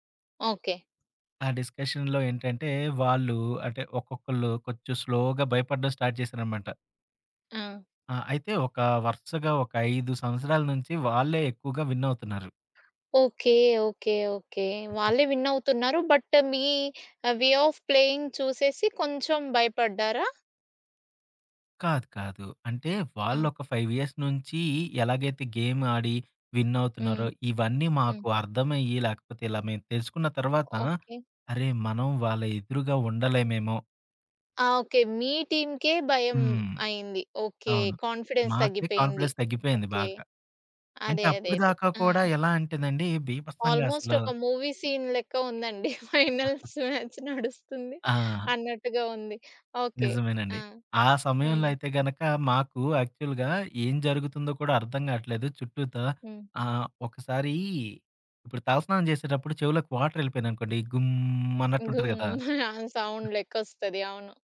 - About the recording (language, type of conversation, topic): Telugu, podcast, మీరు మీ టీమ్‌లో విశ్వాసాన్ని ఎలా పెంచుతారు?
- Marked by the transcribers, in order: in English: "డిస్కషన్‌లో"; in English: "స్లోగా"; in English: "స్టార్ట్"; other background noise; giggle; in English: "బట్"; in English: "వే ఆఫ్ ప్లేయింగ్"; tapping; in English: "ఫైవ్ ఇయర్స్"; in English: "విన్"; in English: "కాన్ఫిడెన్స్"; in English: "కాన్ఫిడెన్స్"; in English: "ఆల్మోస్ట్"; in English: "మూవీ సీన్"; chuckle; laughing while speaking: "ఫైనల్స్ మ్యాచ్ నడుస్తుంది"; in English: "ఫైనల్స్ మ్యాచ్"; in English: "యాక్చువల్‌గా"; giggle; in English: "సౌండ్‌లెక్కొస్తది"